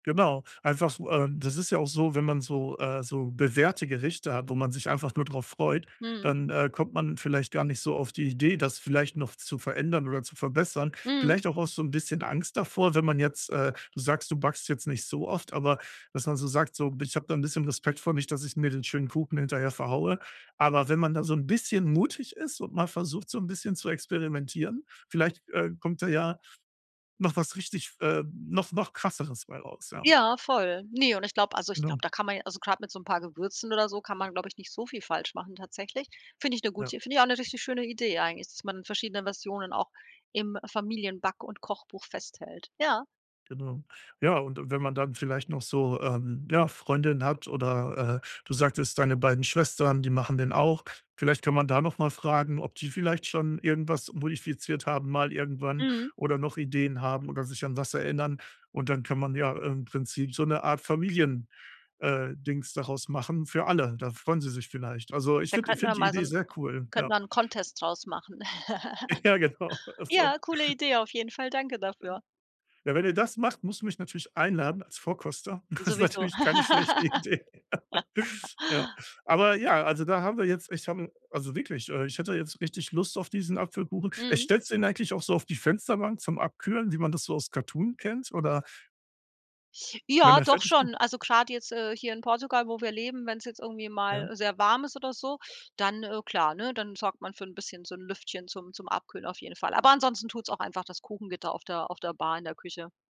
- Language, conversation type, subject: German, podcast, Gibt es ein Gericht wie bei Oma, das du besonders fürsorglich kochst?
- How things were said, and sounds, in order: laughing while speaking: "Ja, genau, das ist auch"; chuckle; laughing while speaking: "Das ist natürlich keine schlechte Idee"; laugh